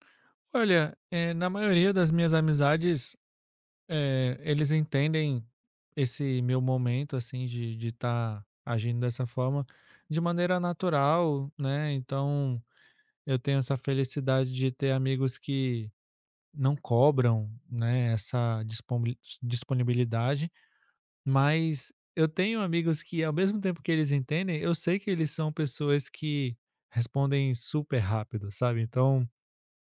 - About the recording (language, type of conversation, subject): Portuguese, podcast, Como o celular e as redes sociais afetam suas amizades?
- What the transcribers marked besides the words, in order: none